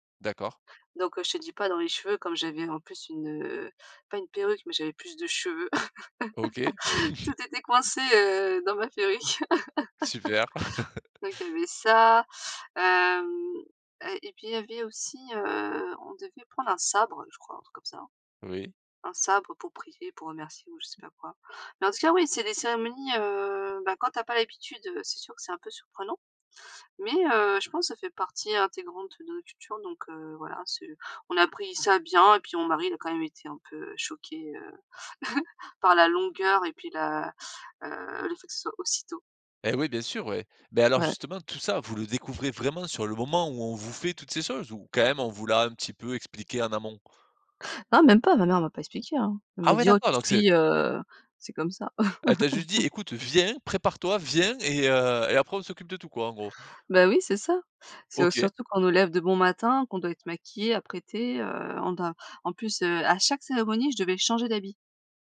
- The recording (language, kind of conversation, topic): French, podcast, Parle-nous de ton mariage ou d’une cérémonie importante : qu’est-ce qui t’a le plus marqué ?
- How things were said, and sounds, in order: chuckle; laugh; laugh; chuckle; other background noise; drawn out: "heu"; tapping; chuckle; laugh